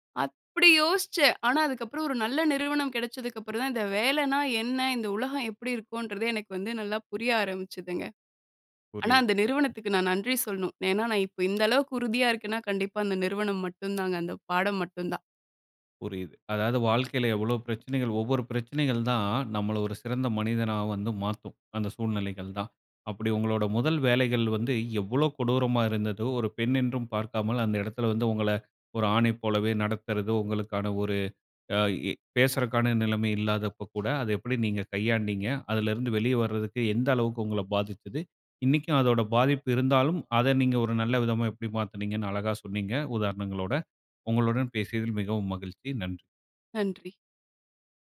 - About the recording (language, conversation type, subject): Tamil, podcast, உங்கள் முதல் வேலை அனுபவம் உங்கள் வாழ்க்கைக்கு இன்றும் எப்படி உதவுகிறது?
- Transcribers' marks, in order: tapping